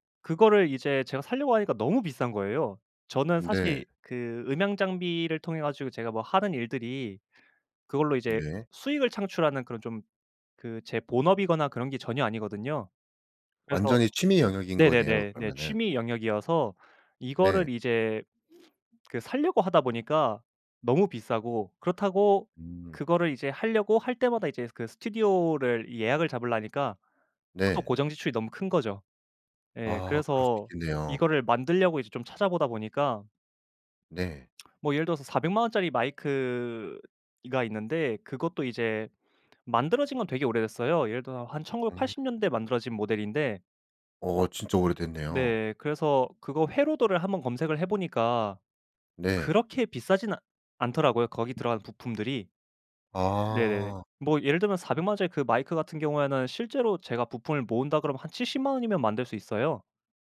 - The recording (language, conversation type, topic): Korean, podcast, 취미를 오래 유지하는 비결이 있다면 뭐예요?
- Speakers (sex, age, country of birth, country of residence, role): male, 25-29, South Korea, Japan, guest; male, 25-29, South Korea, South Korea, host
- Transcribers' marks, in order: other background noise; lip smack; tapping